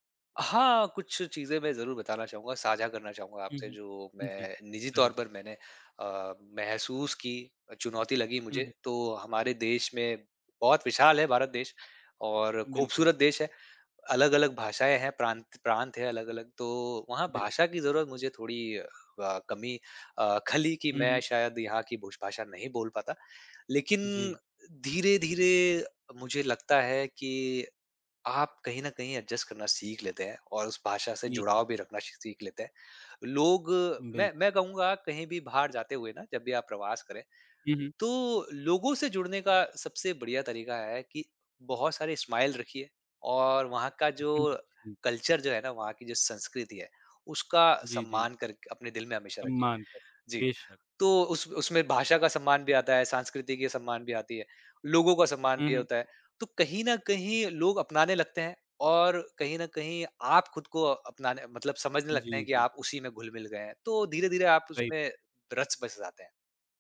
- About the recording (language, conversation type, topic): Hindi, podcast, प्रवास के दौरान आपको सबसे बड़ी मुश्किल क्या लगी?
- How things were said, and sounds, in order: tapping; in English: "एडजस्ट"; in English: "स्माइल"; in English: "कल्चर"